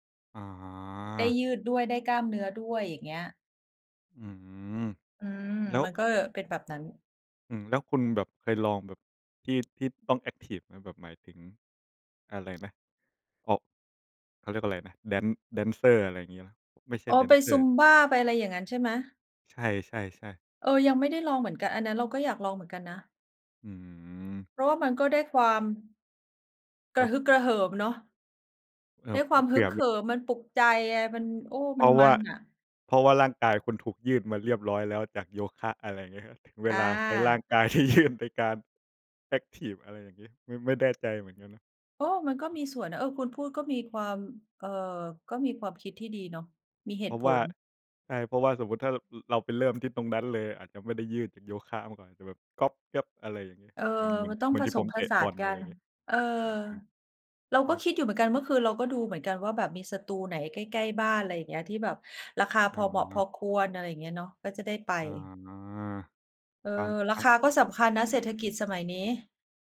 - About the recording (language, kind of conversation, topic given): Thai, unstructured, การเล่นกีฬาเป็นงานอดิเรกช่วยให้สุขภาพดีขึ้นจริงไหม?
- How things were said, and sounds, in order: "เอ่อ" said as "เอิ่บ"; chuckle; laughing while speaking: "ที่ยื่น"